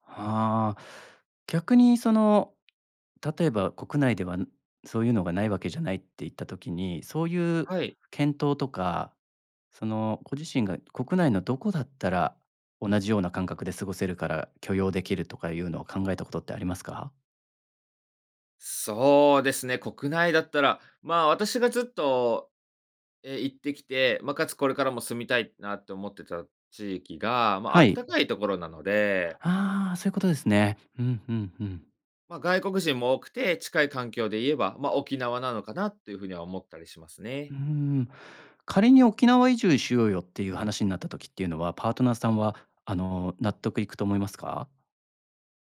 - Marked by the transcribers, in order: none
- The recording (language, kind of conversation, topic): Japanese, advice, 結婚や将来についての価値観が合わないと感じるのはなぜですか？